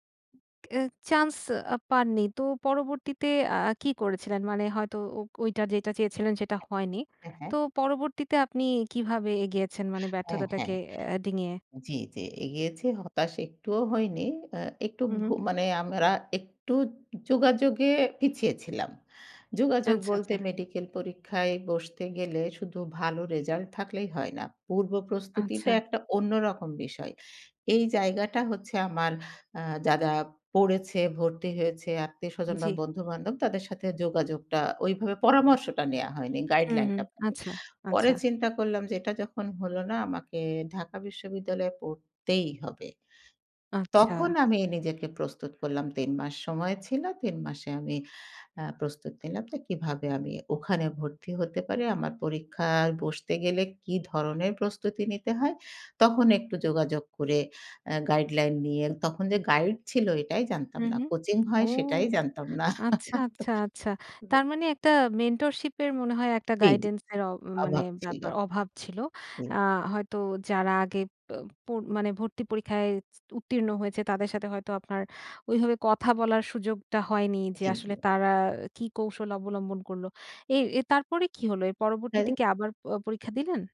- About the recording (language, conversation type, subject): Bengali, podcast, আপনি কোনো বড় ব্যর্থতা থেকে কী শিখেছেন?
- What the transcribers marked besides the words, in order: tapping; other background noise; horn; chuckle; unintelligible speech